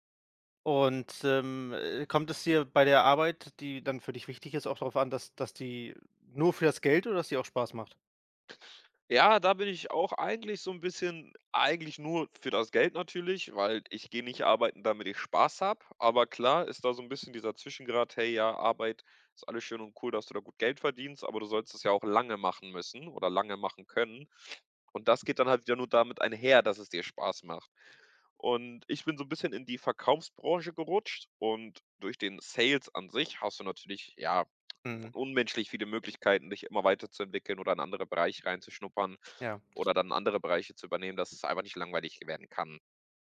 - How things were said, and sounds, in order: other background noise
- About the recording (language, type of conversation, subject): German, podcast, Wie findest du heraus, was dir im Leben wirklich wichtig ist?